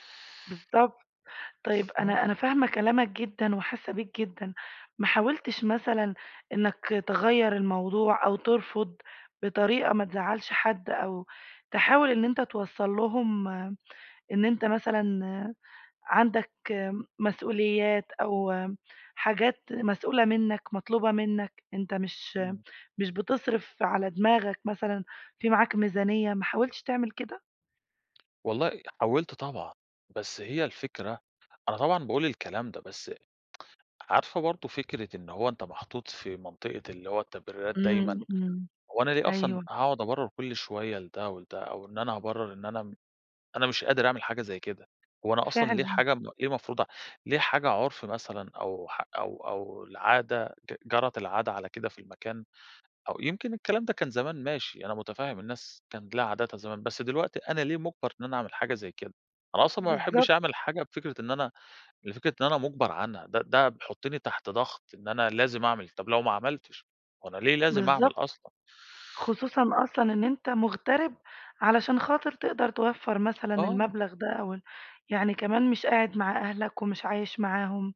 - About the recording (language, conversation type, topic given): Arabic, advice, إزاي بتوصف إحساسك تجاه الضغط الاجتماعي اللي بيخليك تصرف أكتر في المناسبات والمظاهر؟
- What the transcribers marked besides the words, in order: tapping